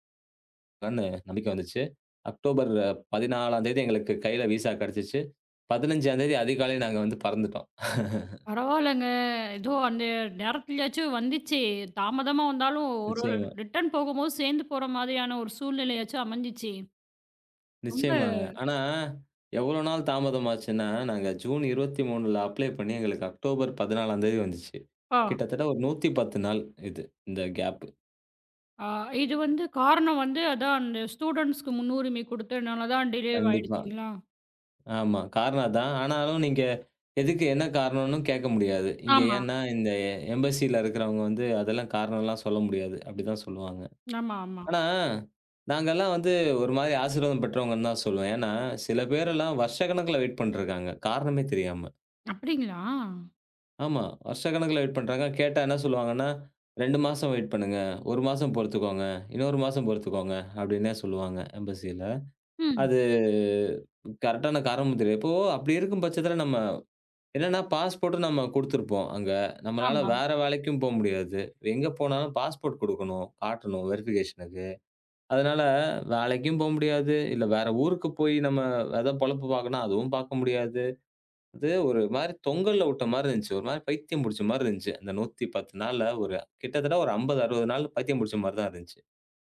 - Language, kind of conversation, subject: Tamil, podcast, விசா பிரச்சனை காரணமாக உங்கள் பயணம் பாதிக்கப்பட்டதா?
- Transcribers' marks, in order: in English: "அக்டோபர்"; in English: "விசா"; laugh; in English: "ரிட்டர்ன்"; in English: "ஜூன்"; in English: "அப்ளை"; in English: "அக்டோபர்"; in English: "கேப்"; in English: "ஸ்டூடென்ட்ஸ்க்கு"; in English: "டிலேவா"; other noise; in English: "எம்பஸில"; lip trill; in English: "வெயிட்"; in English: "வெயிட்"; in English: "வெயிட்"; in English: "எம்பஸில"; drawn out: "அது"; in English: "கரெக்டான"; in English: "பாஸ்போர்ட்"; in English: "பாஸ்போர்ட்"; in English: "வெரிஃபிகேஷனுக்கு"